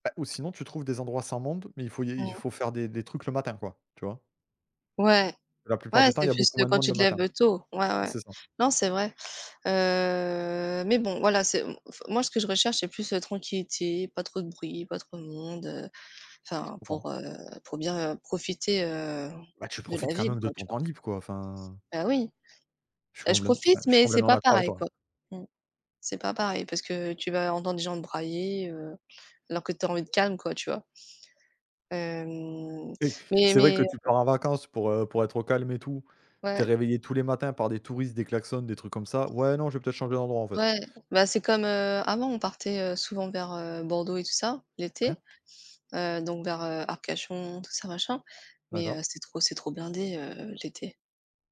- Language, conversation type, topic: French, unstructured, Comment choisis-tu entre une destination touristique et une destination moins connue ?
- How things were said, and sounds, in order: tapping; drawn out: "Heu"; drawn out: "Hem"